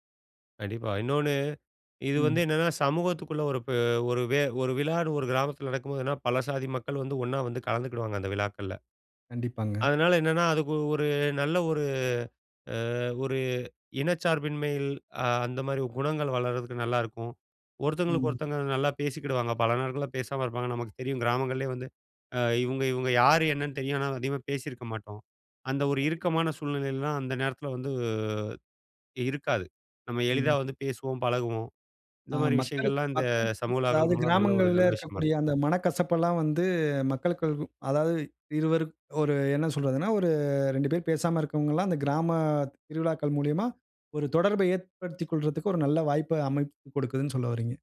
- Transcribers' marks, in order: tapping; drawn out: "வந்து"; other noise; drawn out: "வந்து"
- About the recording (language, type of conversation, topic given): Tamil, podcast, ஒரு ஊரின் வளர்ச்சிக்கும் ஒன்றுபாட்டுக்கும் சமூக விழாக்கள் எப்படி முக்கியமாக இருக்கின்றன?